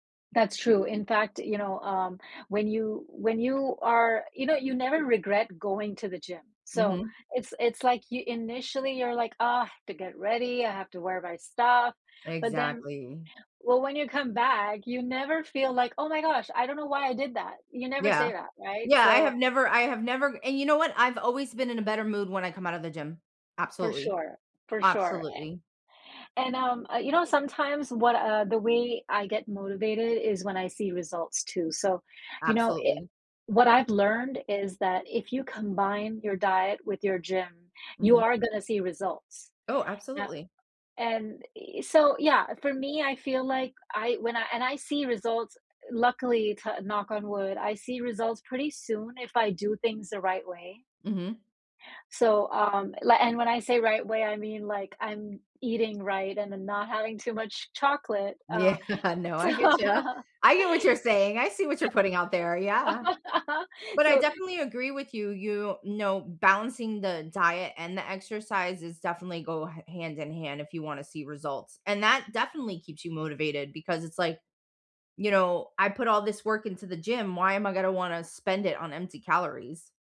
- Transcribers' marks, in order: other background noise; tapping; laughing while speaking: "Yeah"; laughing while speaking: "So"; laugh
- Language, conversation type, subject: English, unstructured, How do you stay motivated to exercise regularly?
- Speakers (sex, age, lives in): female, 40-44, United States; female, 50-54, United States